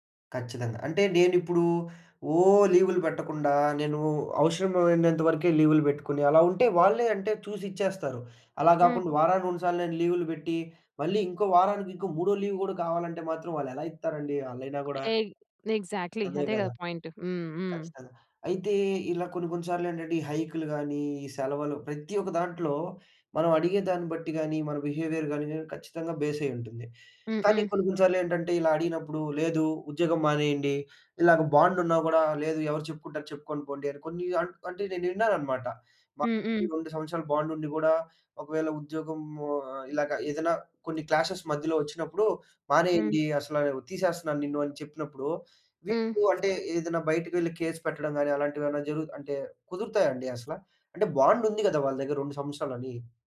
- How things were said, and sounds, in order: in English: "లీవ్"; in English: "ఎక్సాక్ట్‌లీ"; in English: "బిహేవియర్"; in English: "బాండ్"; in English: "బాండ్"; in English: "క్లాషెస్"; other background noise; in English: "కేస్"; in English: "బాండ్"
- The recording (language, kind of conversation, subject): Telugu, podcast, ఉద్యోగంలో మీ అవసరాలను మేనేజర్‌కు మర్యాదగా, స్పష్టంగా ఎలా తెలియజేస్తారు?